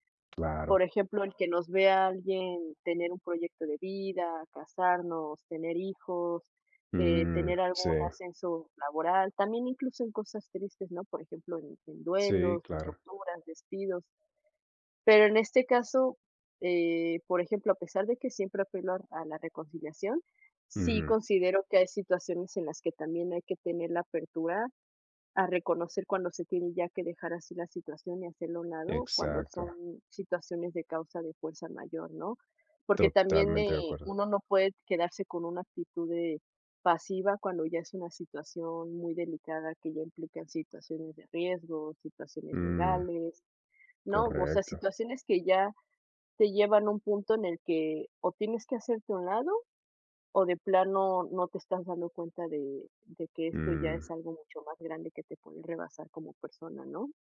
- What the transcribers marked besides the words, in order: none
- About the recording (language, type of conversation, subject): Spanish, unstructured, ¿Has perdido una amistad por una pelea y por qué?
- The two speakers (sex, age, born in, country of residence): male, 40-44, United States, United States; other, 30-34, Mexico, Mexico